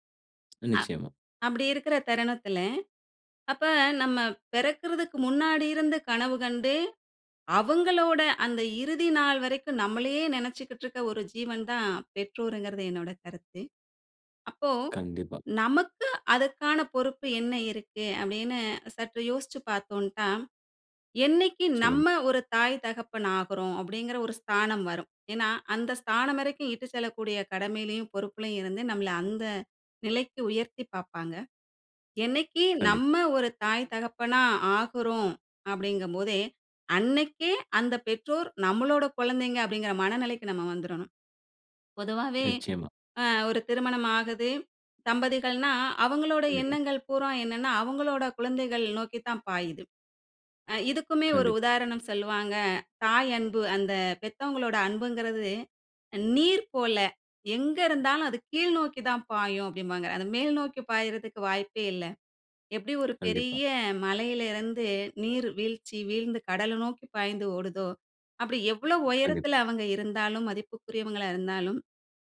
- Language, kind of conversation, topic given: Tamil, podcast, வயதான பெற்றோரைப் பார்த்துக் கொள்ளும் பொறுப்பை நீங்கள் எப்படிப் பார்க்கிறீர்கள்?
- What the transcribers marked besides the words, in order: none